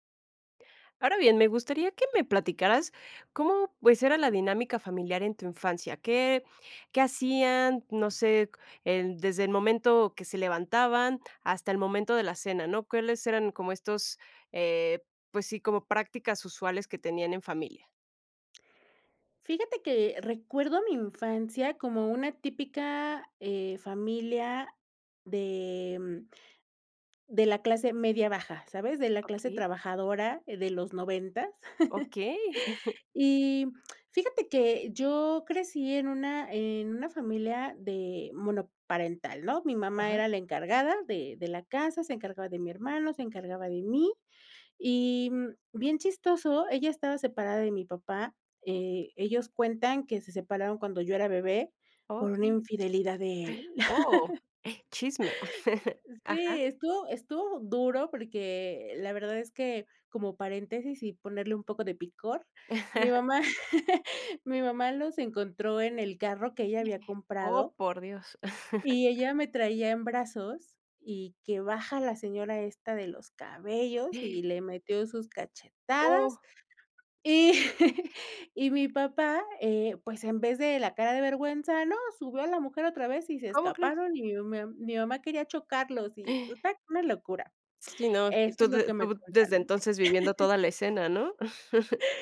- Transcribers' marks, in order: chuckle; inhale; laugh; chuckle; laugh; other noise; chuckle; gasp; laughing while speaking: "y"; unintelligible speech; gasp; chuckle
- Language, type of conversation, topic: Spanish, podcast, ¿Cómo era la dinámica familiar en tu infancia?